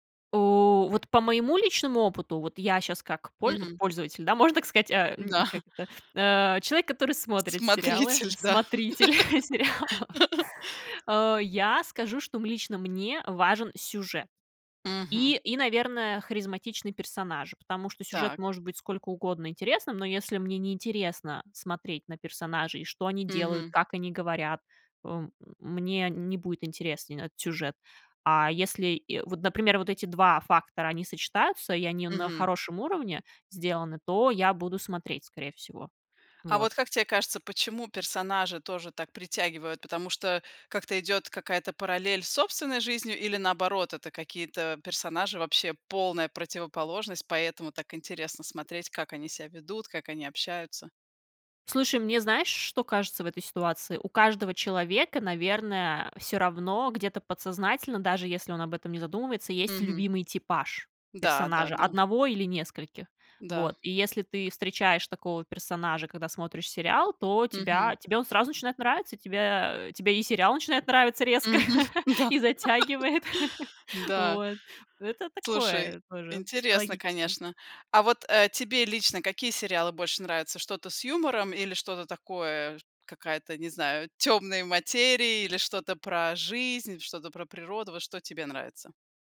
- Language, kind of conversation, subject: Russian, podcast, Почему, по-твоему, сериалы так затягивают?
- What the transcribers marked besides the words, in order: chuckle; other background noise; laughing while speaking: "Смотритель, да"; laughing while speaking: "смотритель сериалов"; laugh; laughing while speaking: "Мгм. Да"; laugh; chuckle